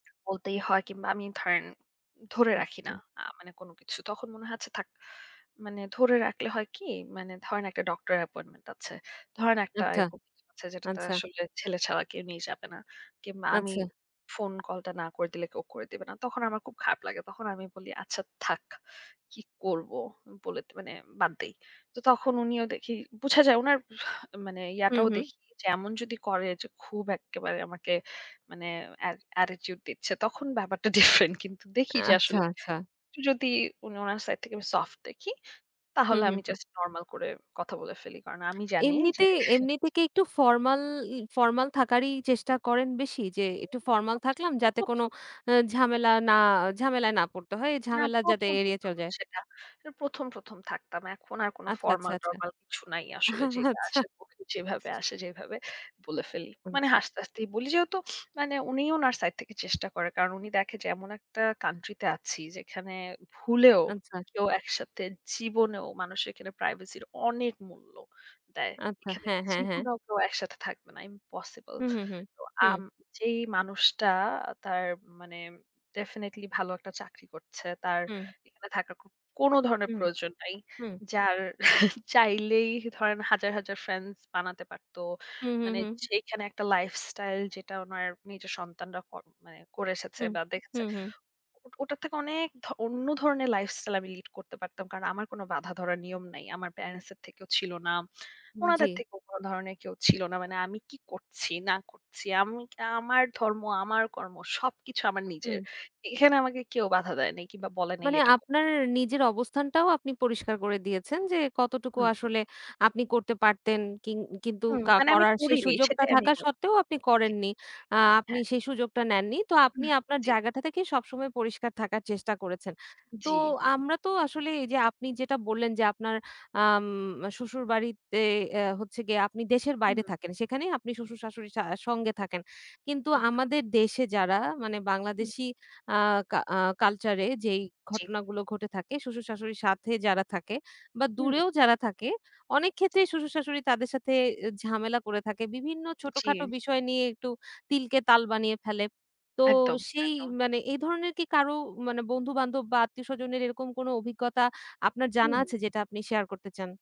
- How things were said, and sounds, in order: other background noise; in English: "attitude"; in English: "different"; unintelligible speech; chuckle; tapping; in English: "country"; in English: "impossible"; in English: "definitely"; chuckle; in English: "lifestyle"; in English: "lifestyle"; in English: "lead"
- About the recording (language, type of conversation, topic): Bengali, podcast, শ্বশুর-শাশুড়ির সঙ্গে রাগ কমানোর উপায় কী?